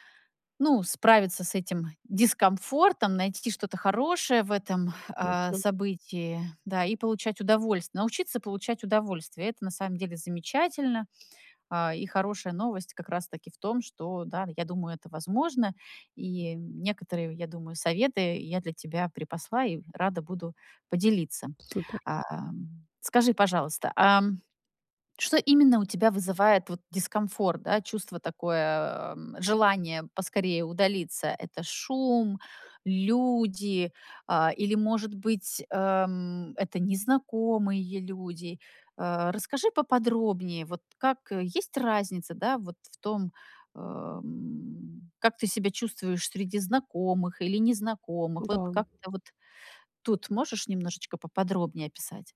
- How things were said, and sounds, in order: none
- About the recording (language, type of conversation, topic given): Russian, advice, Как справиться с чувством одиночества и изоляции на мероприятиях?